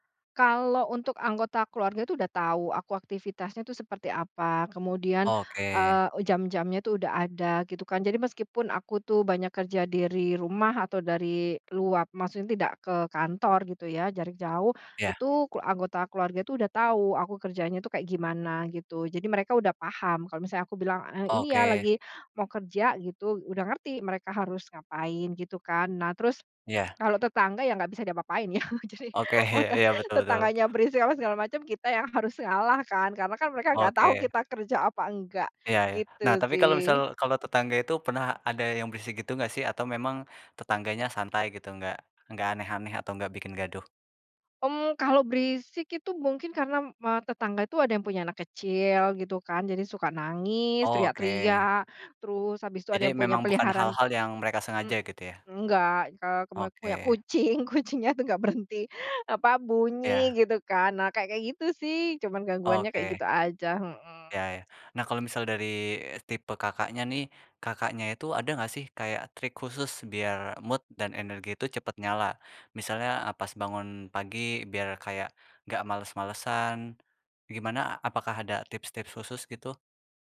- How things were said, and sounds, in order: other background noise; chuckle; laughing while speaking: "jadi watu"; "waktu" said as "watu"; laughing while speaking: "kucingnya"; in English: "mood"
- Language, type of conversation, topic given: Indonesian, podcast, Bagaimana kamu memulai hari agar tetap produktif saat di rumah?